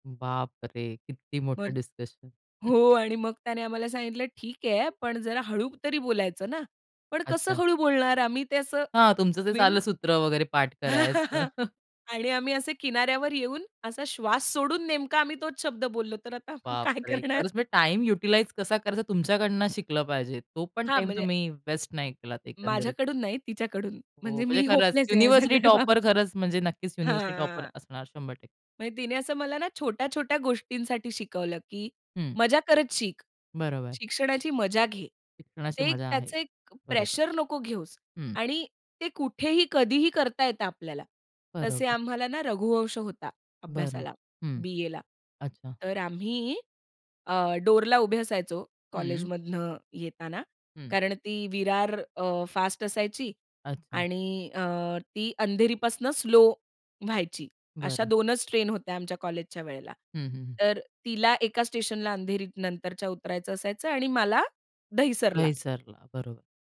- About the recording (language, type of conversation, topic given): Marathi, podcast, शाळा किंवा महाविद्यालयातील कोणत्या आठवणीमुळे तुला शिकण्याची आवड निर्माण झाली?
- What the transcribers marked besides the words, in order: tapping; other background noise; chuckle; laughing while speaking: "आता आम्ही काय करणार?"; in English: "युटिलाइज"; laughing while speaking: "ह्या सगळ्या बाब"; in English: "टॉपर"; in English: "टॉपर"; horn; in English: "डोअरला"